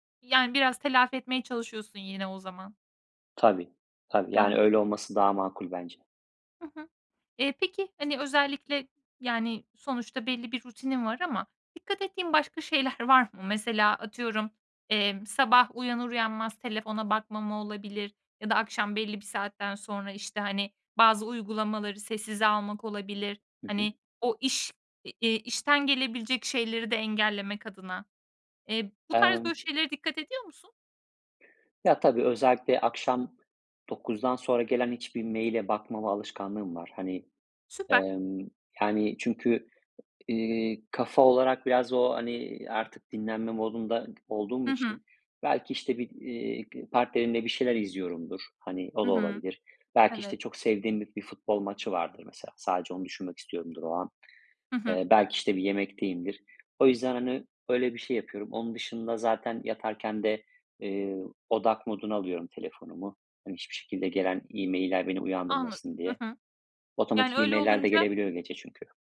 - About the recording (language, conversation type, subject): Turkish, podcast, İş ve özel hayat dengesini nasıl kuruyorsun, tavsiyen nedir?
- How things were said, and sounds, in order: other noise; other background noise